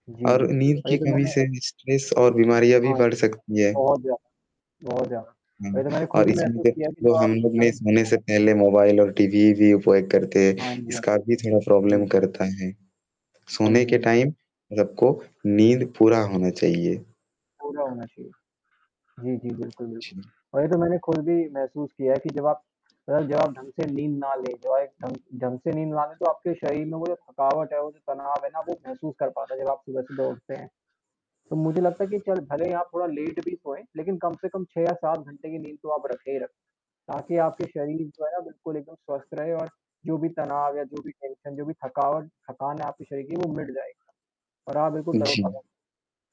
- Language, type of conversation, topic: Hindi, unstructured, आप अपनी सेहत का ख्याल कैसे रखते हैं?
- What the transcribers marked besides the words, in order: static; other background noise; distorted speech; in English: "स्ट्रेस"; in English: "प्रॉब्लम"; in English: "टाइम"